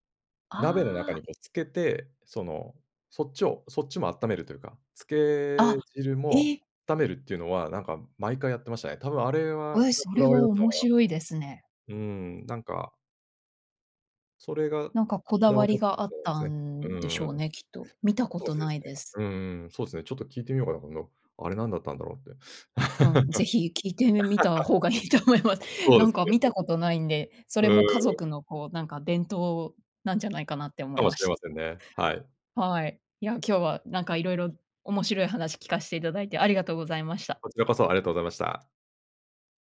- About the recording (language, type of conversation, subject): Japanese, podcast, 子どもの頃の食卓で一番好きだった料理は何ですか？
- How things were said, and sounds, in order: unintelligible speech; unintelligible speech; unintelligible speech; other background noise; laugh; laughing while speaking: "いいと思います"; other noise; tapping